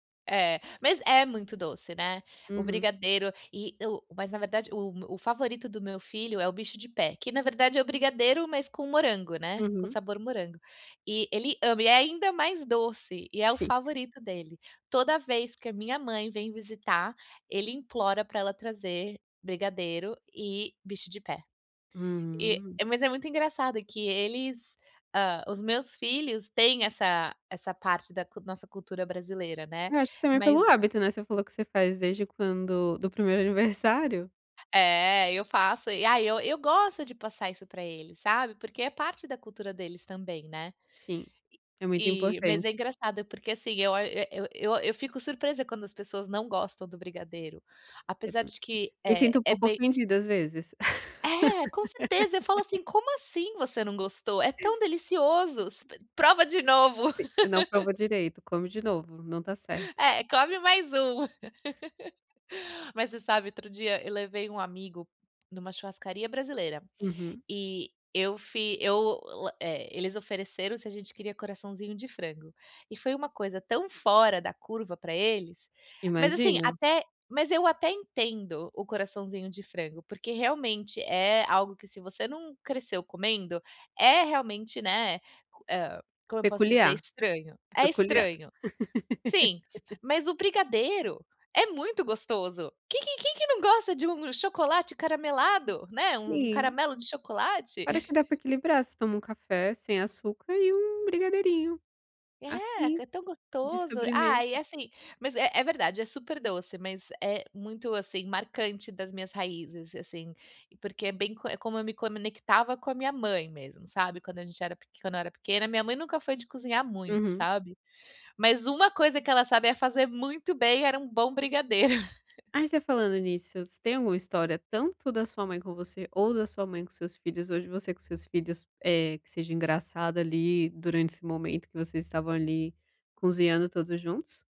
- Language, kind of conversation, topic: Portuguese, podcast, Que comida da sua infância diz mais sobre as suas raízes?
- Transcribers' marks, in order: tapping; unintelligible speech; laugh; laugh; laugh; laugh; chuckle; "gostoso" said as "gotoso"; laugh; other background noise